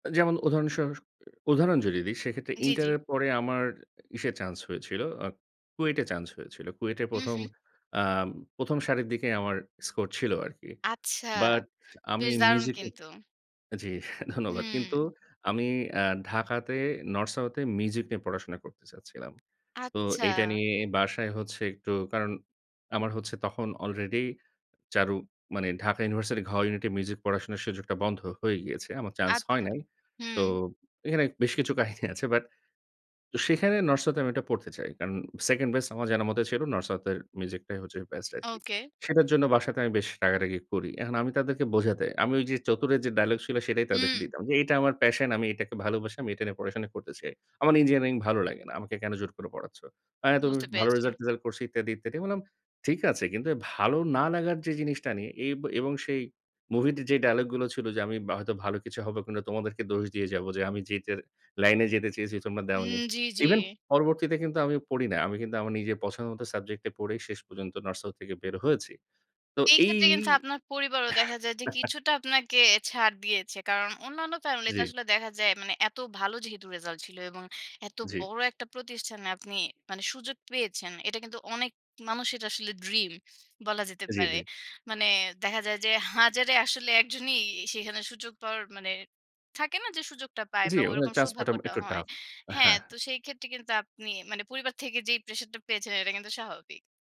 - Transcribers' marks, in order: other background noise; laughing while speaking: "ধন্যবাদ"; tapping; laughing while speaking: "কাহিনী আছে"; in English: "passion"; "আমার" said as "আমান"; chuckle
- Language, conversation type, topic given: Bengali, podcast, কোন সিনেমাটি আপনার জীবনে সবচেয়ে গভীর প্রভাব ফেলেছে বলে আপনি মনে করেন?